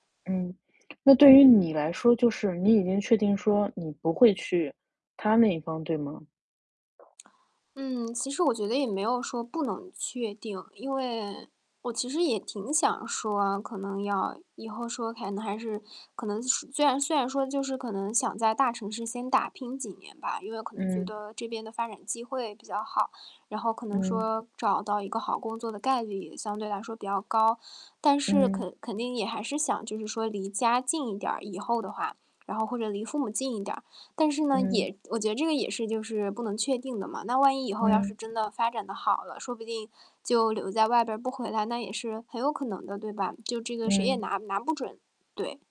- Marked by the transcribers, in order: tapping; static; distorted speech
- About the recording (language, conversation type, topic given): Chinese, advice, 我们的人生目标一致吗，应该怎么确认？